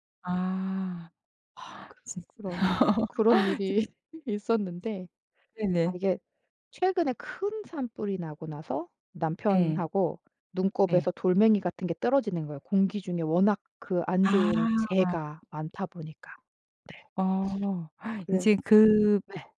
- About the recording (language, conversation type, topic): Korean, podcast, 자연 속에서 마음 챙김을 어떻게 시작하면 좋을까요?
- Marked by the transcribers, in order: other background noise; laugh; gasp